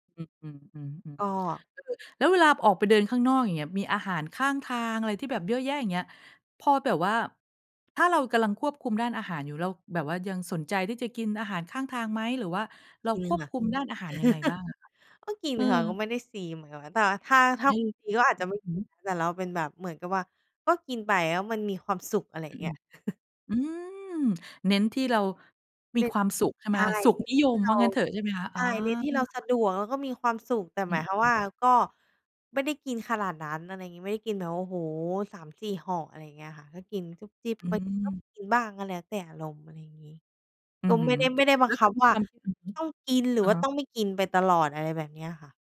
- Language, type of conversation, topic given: Thai, podcast, คุณควรเริ่มปรับสุขภาพของตัวเองจากจุดไหนก่อนดี?
- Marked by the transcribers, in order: laugh; other background noise; unintelligible speech; chuckle; unintelligible speech